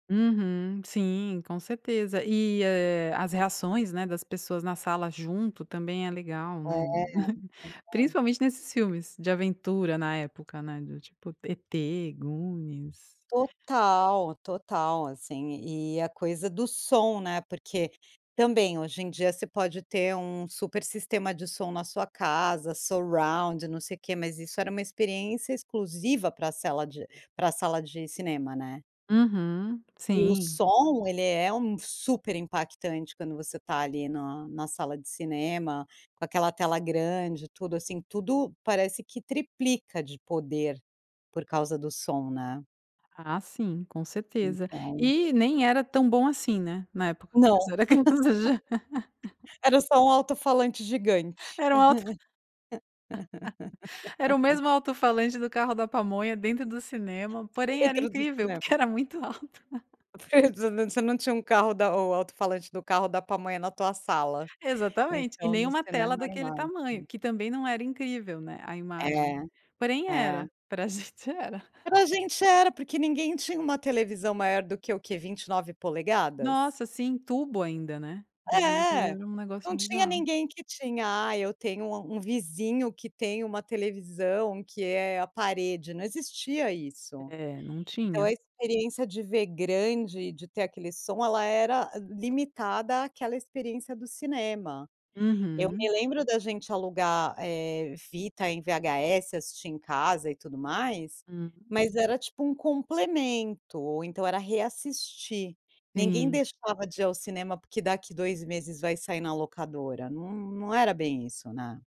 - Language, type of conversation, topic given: Portuguese, podcast, Como era ir ao cinema quando você era criança?
- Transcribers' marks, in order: chuckle; other background noise; tapping; in English: "surround"; laughing while speaking: "você era criança já"; laugh; laugh; laugh; laughing while speaking: "porque"; chuckle; laughing while speaking: "pra gente era"